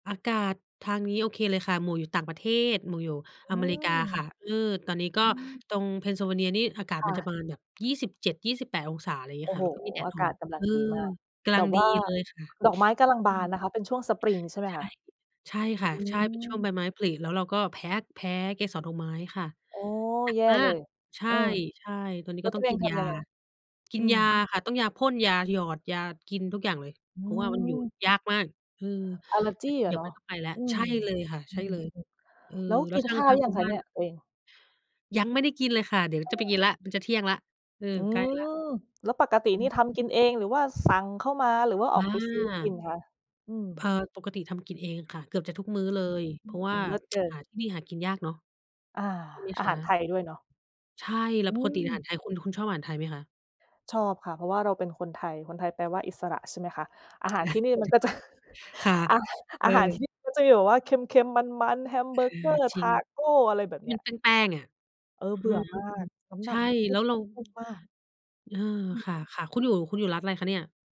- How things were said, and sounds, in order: other background noise; in English: "Allergy"; tsk; tapping; chuckle; unintelligible speech; chuckle
- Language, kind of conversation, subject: Thai, unstructured, ทำไมการทำอาหารถึงเป็นทักษะที่ควรมีติดตัวไว้?